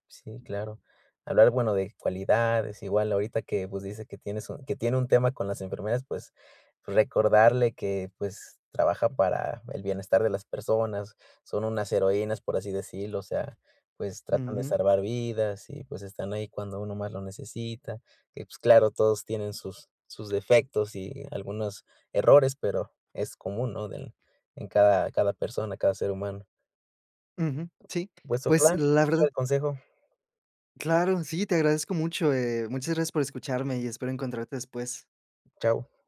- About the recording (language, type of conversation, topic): Spanish, advice, ¿Cómo puedo tomar decisiones personales sin dejarme guiar por las expectativas de los demás?
- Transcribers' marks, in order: tapping